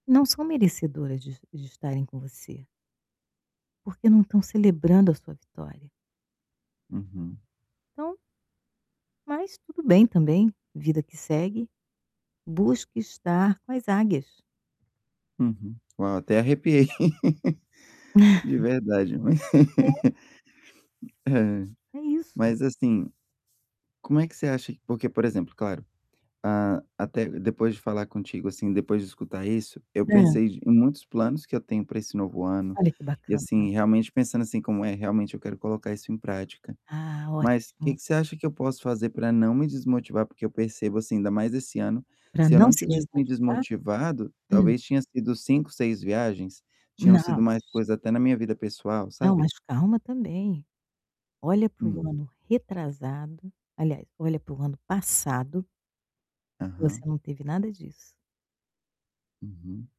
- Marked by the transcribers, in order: tapping; laugh; static; other background noise; chuckle; distorted speech
- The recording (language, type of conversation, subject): Portuguese, advice, Como posso manter minha motivação e celebrar pequenas vitórias enquanto acompanho meu progresso?
- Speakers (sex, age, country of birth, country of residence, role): female, 65-69, Brazil, Portugal, advisor; male, 30-34, Brazil, United States, user